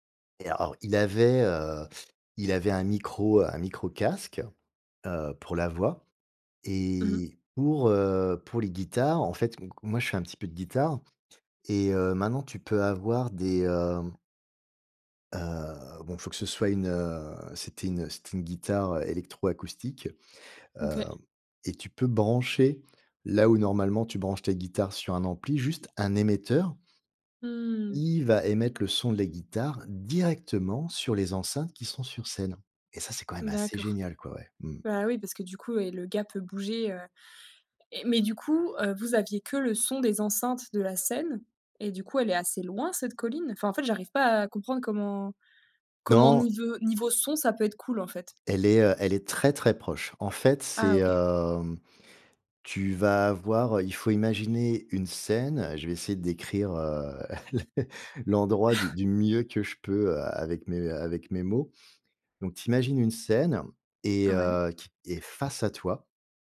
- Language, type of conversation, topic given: French, podcast, Quelle expérience de concert inoubliable as-tu vécue ?
- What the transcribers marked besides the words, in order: tapping; other background noise; chuckle